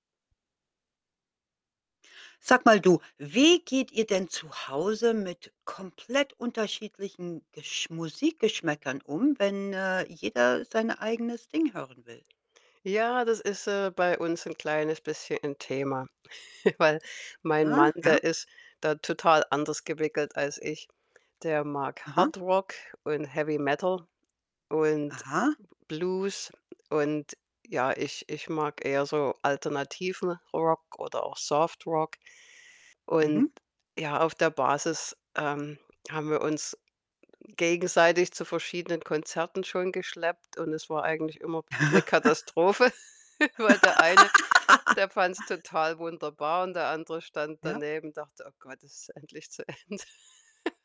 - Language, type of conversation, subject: German, podcast, Wie geht ihr damit um, wenn eure Musikgeschmäcker völlig unterschiedlich sind?
- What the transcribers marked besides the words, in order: other background noise; chuckle; static; chuckle; laugh; laughing while speaking: "Ende"; chuckle